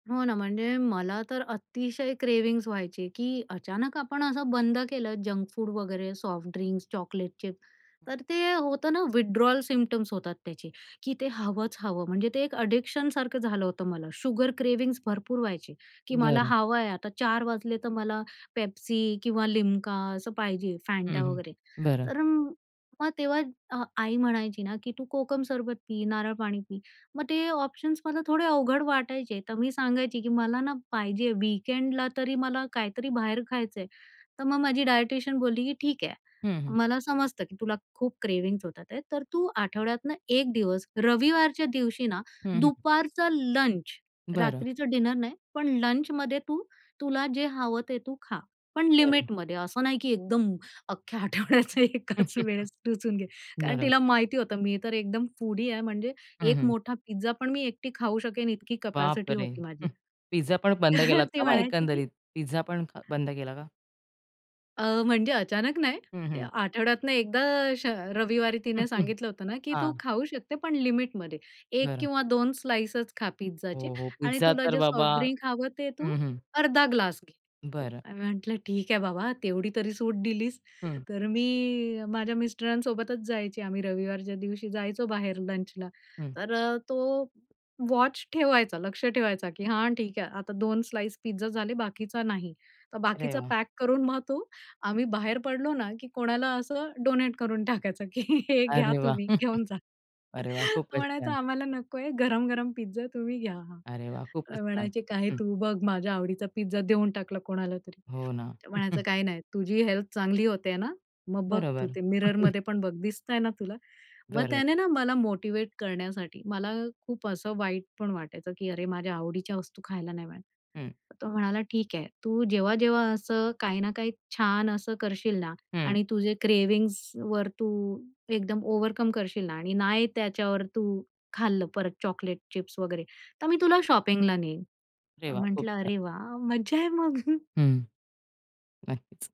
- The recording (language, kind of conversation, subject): Marathi, podcast, तुम्ही जुनी सवय कशी सोडली आणि नवी सवय कशी रुजवली?
- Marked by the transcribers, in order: in English: "क्रेव्हिंग्ज"; tapping; other background noise; in English: "विथड्रॉल सिम्प्टम्स"; in English: "एडिक्शनसारखं"; in English: "क्रेव्हिंग्ज"; in English: "वीकेंडला"; in English: "क्रेव्हिंग्ज"; in English: "डिनर"; laughing while speaking: "अख्ख्या आठवड्याचा एकाच वेळेस टुसून घे"; chuckle; chuckle; chuckle; chuckle; laughing while speaking: "हे घ्या तुम्ही घेऊन जा. म्हणायचा, आम्हाला नकोय गरम-गरम पिझ्झा तुम्ही घ्या"; chuckle; in English: "मिररमध्ये"; in English: "क्रेव्हिंग्जवर"; in English: "शॉपिंगला"; chuckle